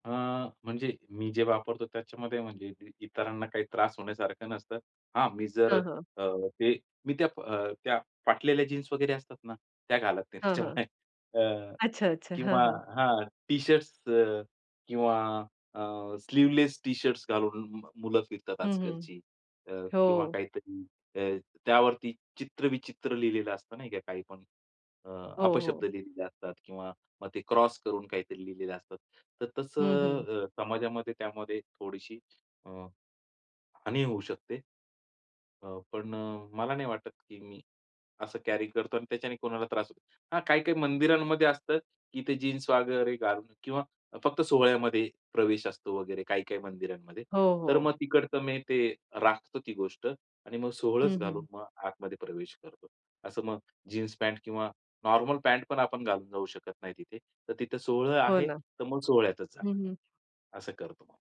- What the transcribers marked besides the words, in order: chuckle; in English: "स्लीव्हलेस टी-शर्ट्स"; in English: "कॅरी"
- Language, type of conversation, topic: Marathi, podcast, चित्रपटातील कोणता लूक तुम्हाला तुमच्या शैलीसाठी प्रेरणा देतो?